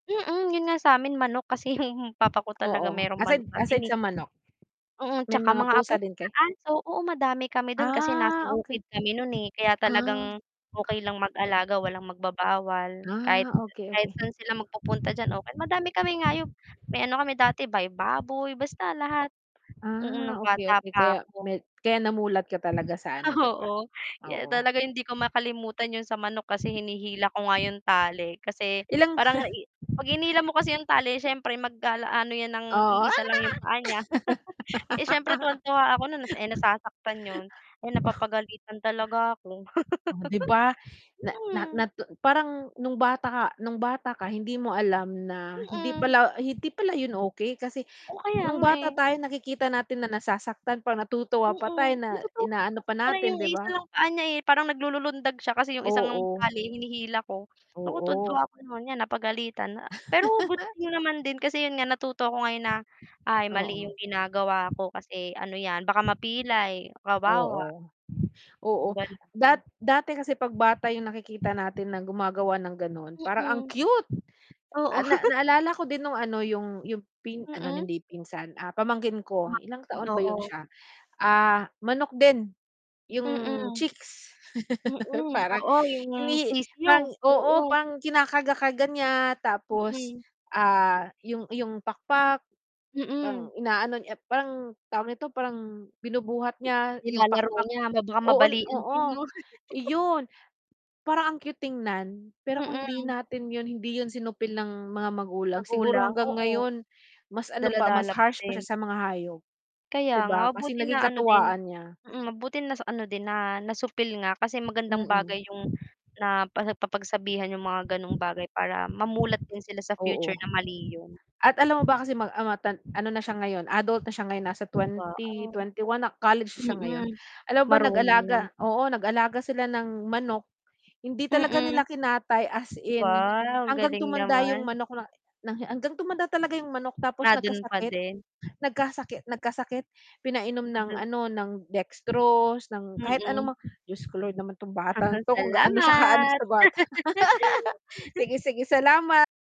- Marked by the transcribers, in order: tapping; static; mechanical hum; chuckle; laugh; laugh; distorted speech; background speech; laugh; chuckle; laugh; other background noise; laugh; laugh
- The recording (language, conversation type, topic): Filipino, unstructured, Ano ang dapat gawin kung may batang nananakit ng hayop?